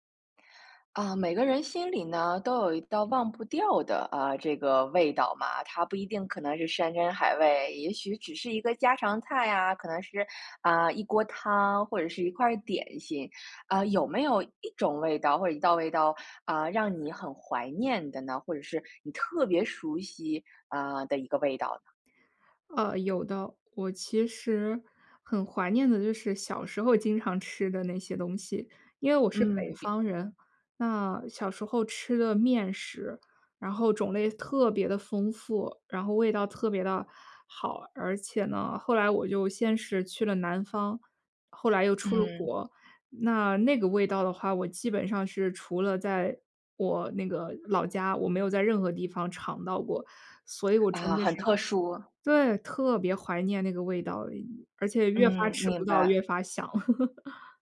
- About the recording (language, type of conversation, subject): Chinese, podcast, 你能分享一道让你怀念的童年味道吗？
- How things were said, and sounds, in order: laugh